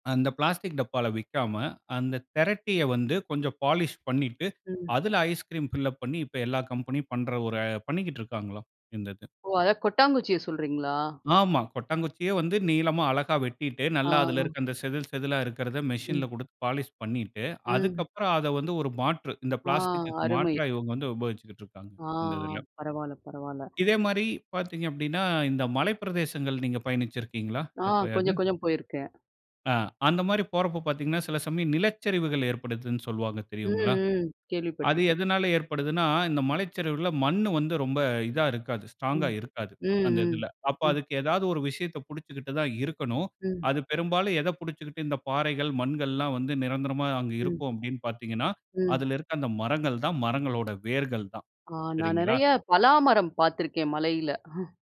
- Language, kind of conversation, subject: Tamil, podcast, மரங்களை நட்டால் என்ன பெரிய மாற்றங்கள் ஏற்படும்?
- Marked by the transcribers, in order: in English: "பாலிஷ்"; in English: "ஃபில் அப்"; other noise